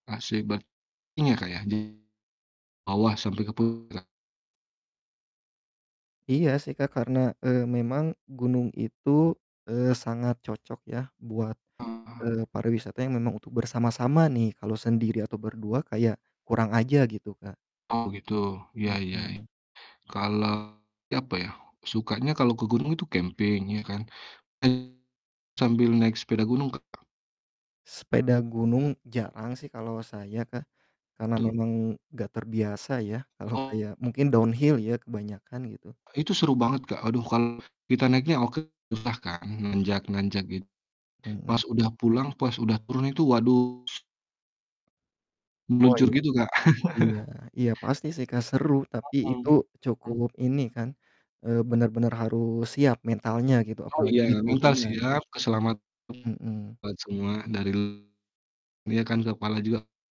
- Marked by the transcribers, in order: distorted speech; other background noise; static; laughing while speaking: "kalau"; in English: "downhill"; chuckle
- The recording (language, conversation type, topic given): Indonesian, unstructured, Apa tempat liburan favoritmu, dan mengapa?